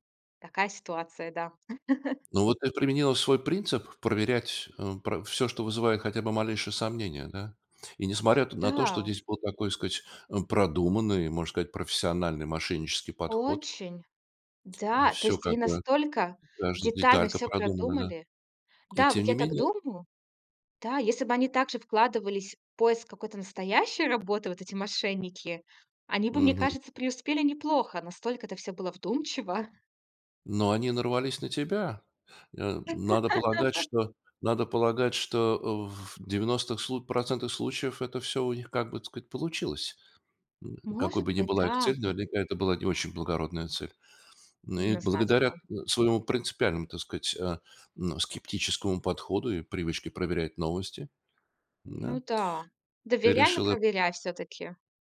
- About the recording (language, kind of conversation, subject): Russian, podcast, Как ты проверяешь новости в интернете и где ищешь правду?
- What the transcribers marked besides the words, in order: laugh; laugh; unintelligible speech